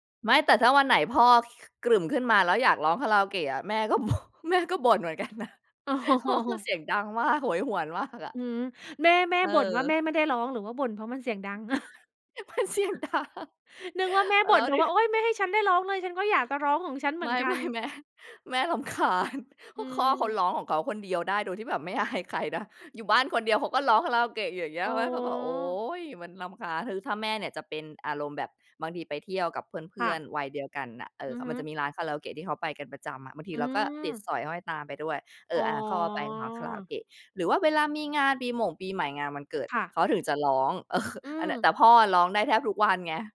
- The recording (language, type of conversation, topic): Thai, podcast, เพลงไหนที่พ่อแม่เปิดในบ้านแล้วคุณติดใจมาจนถึงตอนนี้?
- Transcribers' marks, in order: other noise; laughing while speaking: "กันนะ พ่อก็เสียงดังมาก โหยหวนมากอะ"; laughing while speaking: "อ๋อ"; chuckle; laughing while speaking: "มันเสียงดัง แล้วดู"; laughing while speaking: "ไม่ แม่ แม่รำคาญ"; laughing while speaking: "ไม่"; laughing while speaking: "เออ"